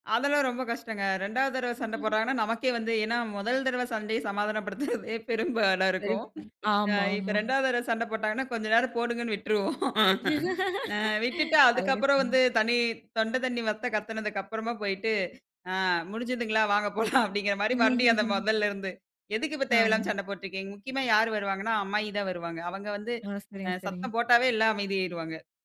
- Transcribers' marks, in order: "தடவ" said as "தரவ"; chuckle; laughing while speaking: "சமாதானப்படுத்துறதே பெரும் பாடா இருக்கும். அ … நேரம் போடுங்கன்னு விட்டுருவோம்"; tapping; laugh; laughing while speaking: "அ முடிஞ்சதுங்களா? வாங்க போலாம்"; chuckle; other background noise
- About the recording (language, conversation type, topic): Tamil, podcast, சண்டை தீவிரமாகிப் போகும்போது அதை எப்படி அமைதிப்படுத்துவீர்கள்?